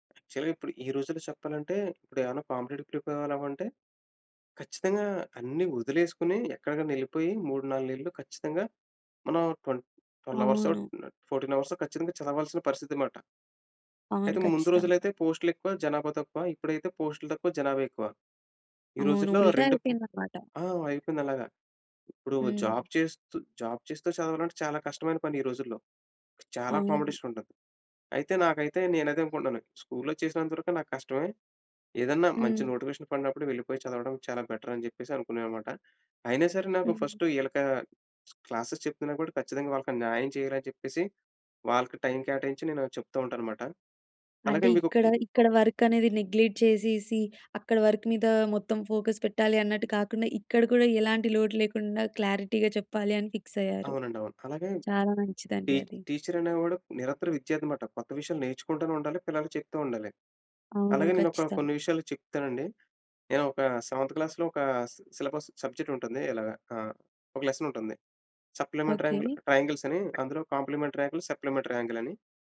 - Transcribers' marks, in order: in English: "యాక్చువల్‌గా"; in English: "కాంపిటిటివ్‌కి"; in English: "ట్వె ట్వెల్వ్"; in English: "ఫోర్టీన్"; in Hindi: "ఉల్టా"; in English: "నోటిఫికేషన్"; in English: "బెటర్"; in English: "ఫస్ట్"; in English: "క్లాసెస్"; in English: "వర్క్"; in English: "నెగ్‌లెట్"; in English: "వర్క్"; in English: "ఫోకస్"; in English: "క్లారిటీగా"; in English: "ఫిక్స్"; in English: "సెవెంత్ క్లాస్‌లో"; in English: "సిలబస్ సబ్జెక్ట్"; in English: "లెసన్"; in English: "సప్లిమెంటరీ ట్ర ట్రయాంగిల్స్"; in English: "కాంప్లిమెంటరీ యాంగిల్, సప్లిమెంటరీ యాంగిల్"; other background noise
- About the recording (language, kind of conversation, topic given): Telugu, podcast, కొత్త విషయాలను నేర్చుకోవడం మీకు ఎందుకు ఇష్టం?
- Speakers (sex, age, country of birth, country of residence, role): female, 20-24, India, India, host; male, 30-34, India, India, guest